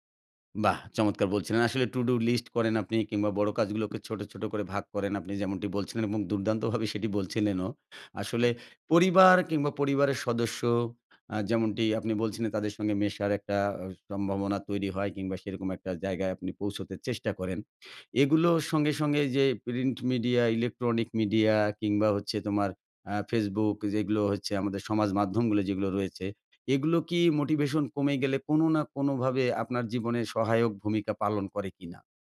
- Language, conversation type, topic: Bengali, podcast, মোটিভেশন কমে গেলে আপনি কীভাবে নিজেকে আবার উদ্দীপ্ত করেন?
- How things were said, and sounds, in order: tapping